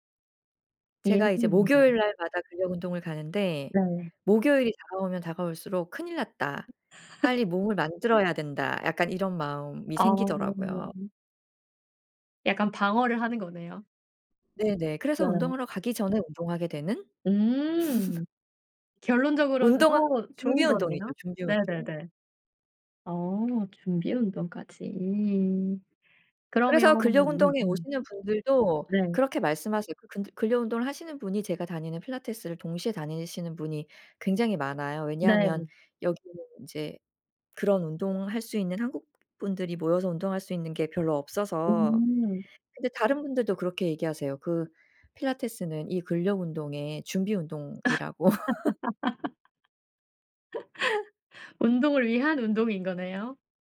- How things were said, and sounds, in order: unintelligible speech; other background noise; laugh; laugh; tapping; unintelligible speech; laugh
- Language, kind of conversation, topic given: Korean, podcast, 꾸준함을 유지하는 비결이 있나요?